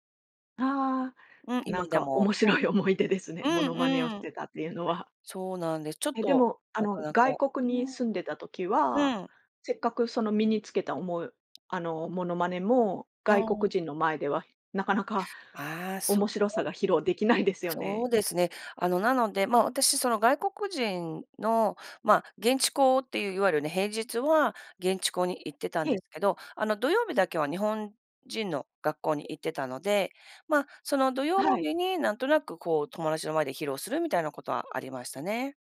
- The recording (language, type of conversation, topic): Japanese, podcast, 昔好きだった曲は、今でも聴けますか？
- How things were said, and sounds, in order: laughing while speaking: "面白い思い出ですね。モノマネをしてたっていうのは"; tapping; unintelligible speech